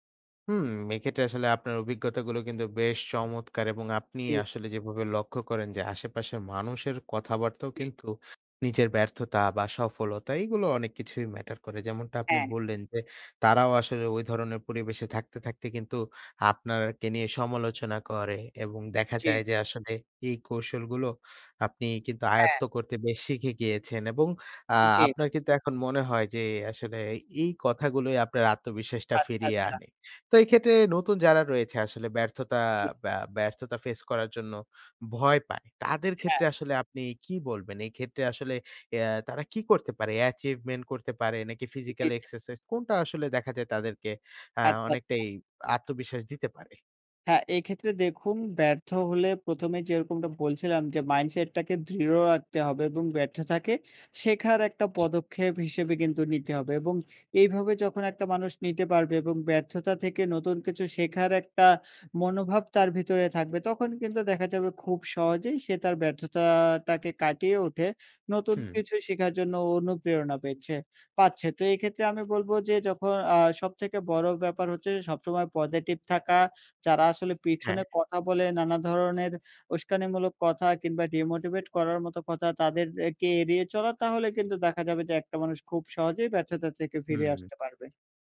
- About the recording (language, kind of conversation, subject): Bengali, podcast, তুমি কীভাবে ব্যর্থতা থেকে ফিরে আসো?
- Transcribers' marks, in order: in English: "Achievement"; in English: "ফিজিক্যাল"; in English: "মাইন্ডসেট"; in English: "ডিমোটিভেট"